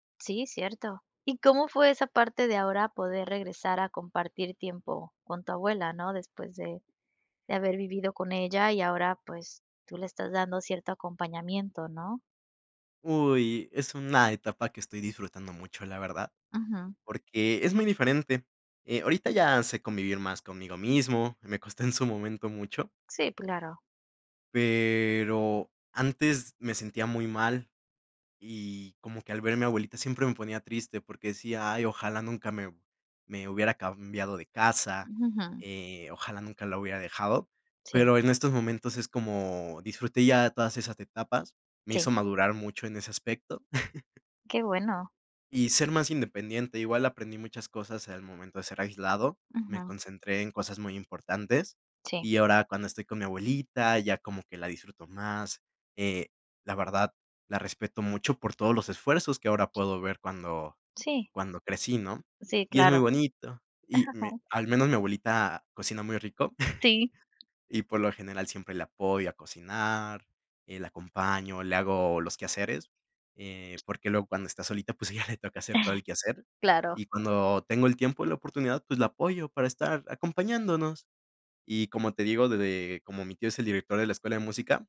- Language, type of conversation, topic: Spanish, podcast, ¿Qué haces cuando te sientes aislado?
- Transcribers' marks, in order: laughing while speaking: "me costó"; drawn out: "Pero"; chuckle; other background noise; unintelligible speech; chuckle; tapping; laughing while speaking: "a ella"; chuckle